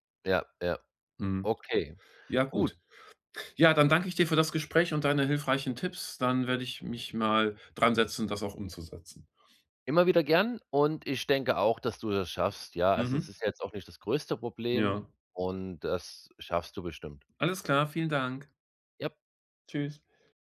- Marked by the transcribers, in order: none
- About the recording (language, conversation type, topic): German, advice, Wie kann ich meine Habseligkeiten besser ordnen und loslassen, um mehr Platz und Klarheit zu schaffen?
- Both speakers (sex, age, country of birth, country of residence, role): male, 30-34, Germany, Germany, advisor; male, 45-49, Germany, Germany, user